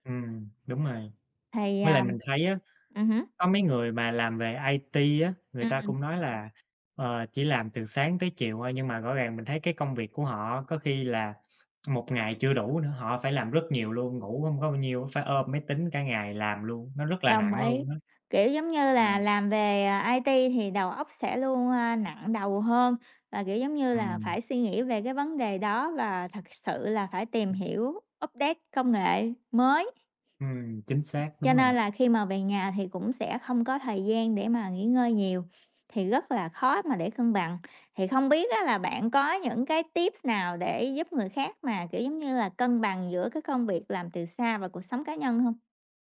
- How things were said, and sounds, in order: tapping; other background noise; in English: "update"
- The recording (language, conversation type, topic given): Vietnamese, unstructured, Làm thế nào để duy trì động lực khi học tập và làm việc từ xa?